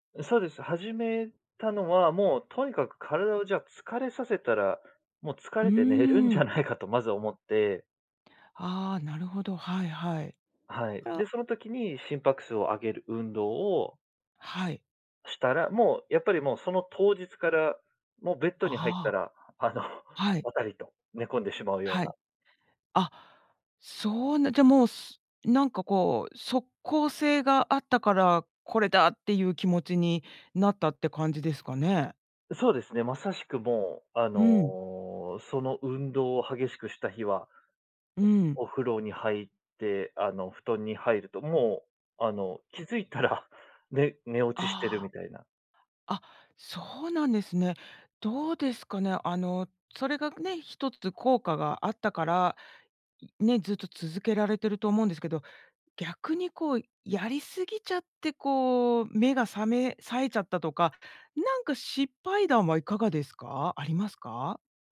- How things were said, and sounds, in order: laughing while speaking: "寝れるんじゃないかと"; other background noise; unintelligible speech; laughing while speaking: "気づいたら"
- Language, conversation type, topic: Japanese, podcast, 睡眠の質を上げるために、普段どんな工夫をしていますか？